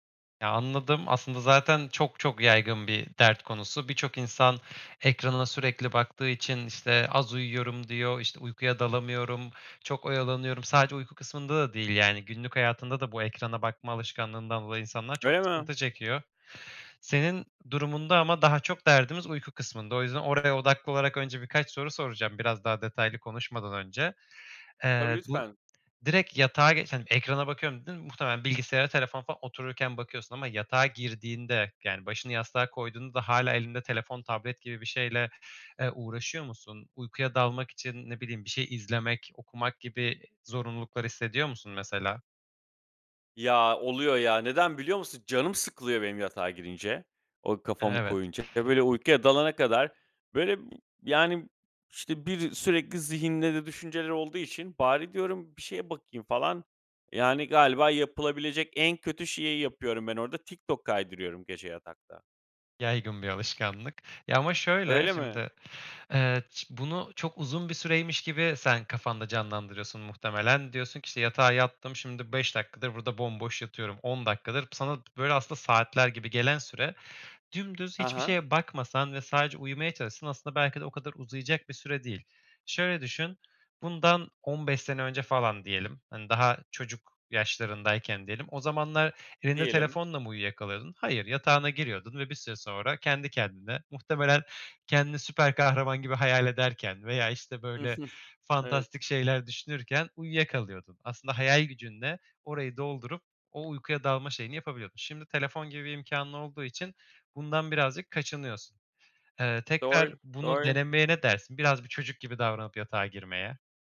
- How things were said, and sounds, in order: other background noise; tapping; chuckle
- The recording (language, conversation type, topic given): Turkish, advice, Akşamları ekran kullanımı nedeniyle uykuya dalmakta zorlanıyorsanız ne yapabilirsiniz?